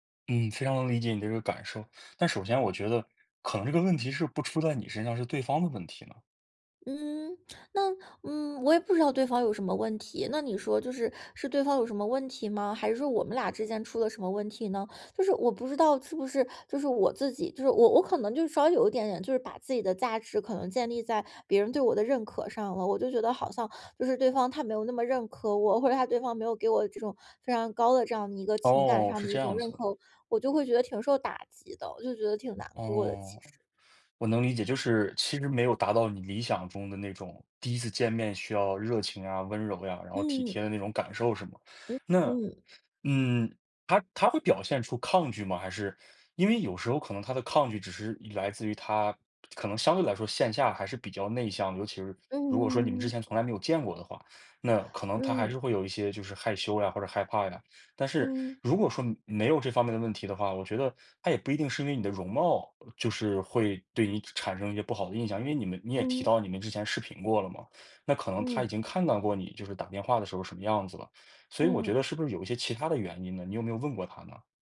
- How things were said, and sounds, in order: other background noise
- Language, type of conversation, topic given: Chinese, advice, 刚被拒绝恋爱或约会后，自信受损怎么办？